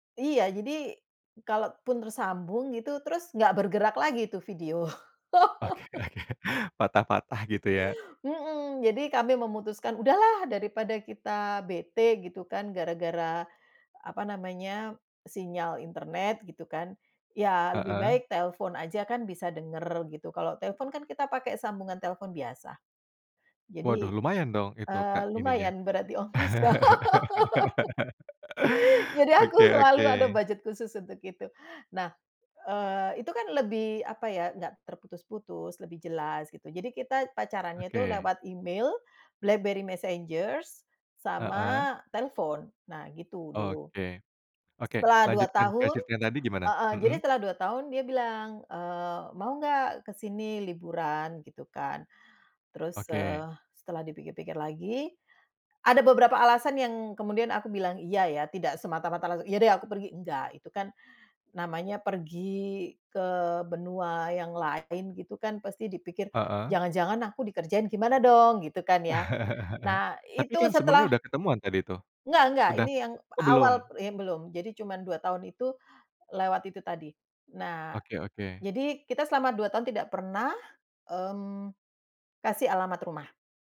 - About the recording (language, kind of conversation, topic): Indonesian, podcast, Bagaimana cerita migrasi keluarga memengaruhi identitas kalian?
- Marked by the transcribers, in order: laughing while speaking: "Oke oke"; laugh; laugh; laughing while speaking: "Jadi aku"; laugh; "Messenger" said as "Messengers"; other background noise; chuckle; tapping